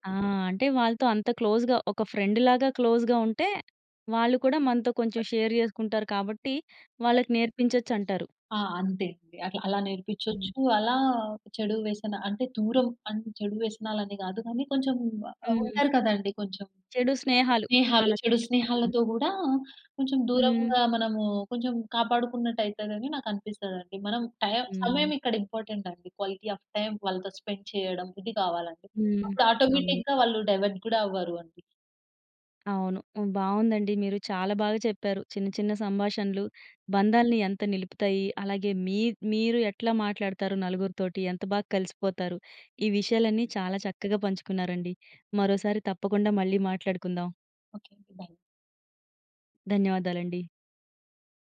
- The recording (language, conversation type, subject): Telugu, podcast, చిన్న చిన్న సంభాషణలు ఎంతవరకు సంబంధాలను బలోపేతం చేస్తాయి?
- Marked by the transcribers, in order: in English: "క్లోజ్‌గా"; in English: "ఫ్రెండ్‌లాగా క్లోజ్‌గా"; in English: "షేర్"; in English: "టైమ్"; in English: "ఇంపార్టెంట్"; in English: "క్వాలిటీ ఆఫ్ టైమ్"; in English: "స్పెండ్"; in English: "ఆటోమేటిక్‌గా"; in English: "డైవర్ట్"; in English: "బై"